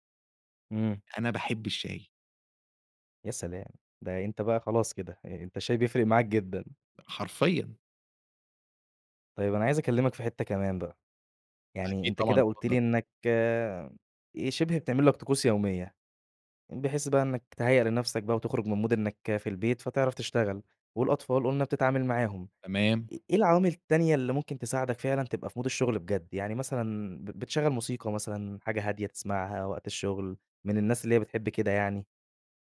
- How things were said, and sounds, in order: in English: "مود"; in English: "مود"
- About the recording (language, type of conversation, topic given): Arabic, podcast, إزاي تخلي البيت مناسب للشغل والراحة مع بعض؟